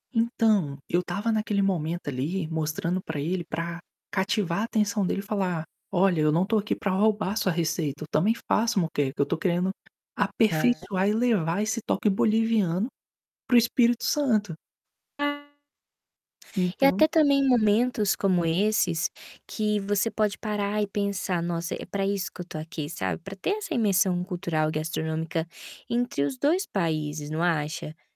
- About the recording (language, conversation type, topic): Portuguese, podcast, Que conversa com um desconhecido, durante uma viagem, te ensinou algo importante?
- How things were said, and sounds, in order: distorted speech; other background noise; tapping; static; mechanical hum